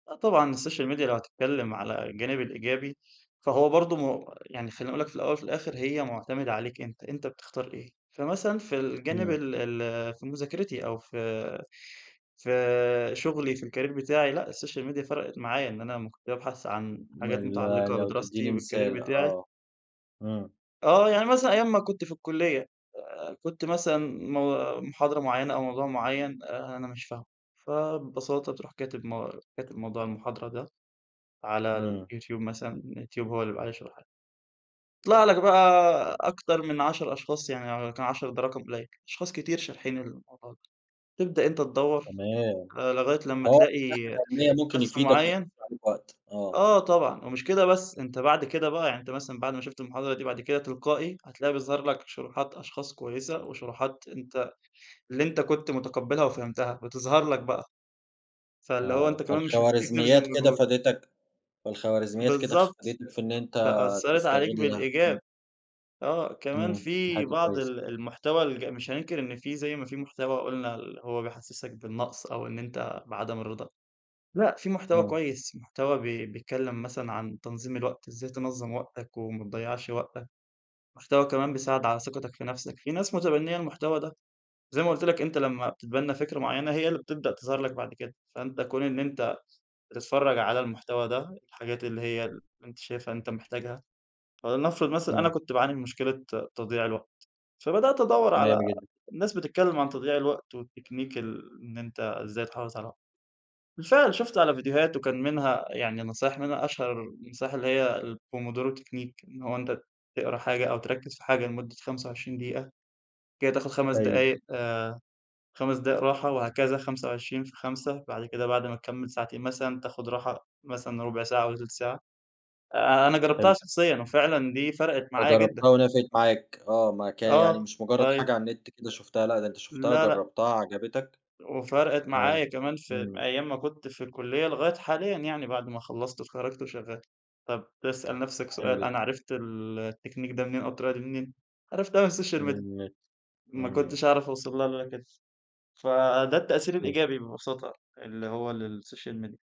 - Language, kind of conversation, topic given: Arabic, podcast, إيه تأثير السوشيال ميديا على شخصيتك؟
- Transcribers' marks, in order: in English: "الsocial media"; in English: "الcareer"; in English: "الsocial media"; in English: "والcareer"; in English: "والتكنيك"; other background noise; in English: "الPomodoro Technique"; in English: "ال التكنيك"; in English: "الsocial media"; tapping; in English: "للsocial media"